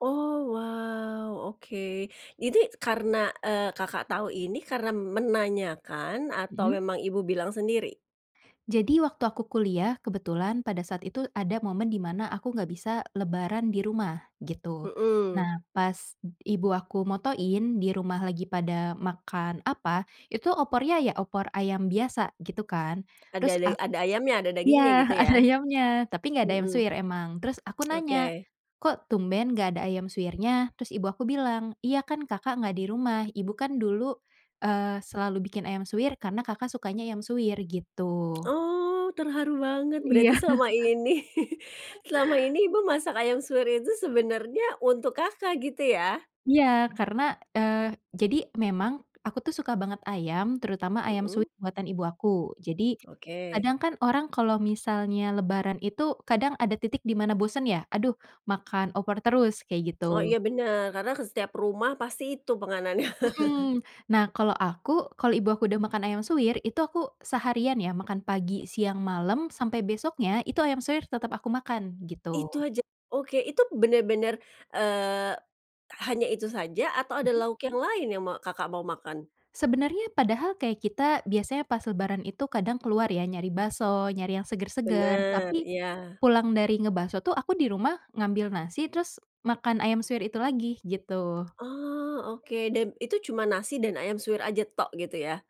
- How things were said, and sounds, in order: laughing while speaking: "ada"; other background noise; tsk; tsk; chuckle; laugh; tapping
- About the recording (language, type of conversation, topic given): Indonesian, podcast, Apa tradisi makanan yang selalu ada di rumahmu saat Lebaran atau Natal?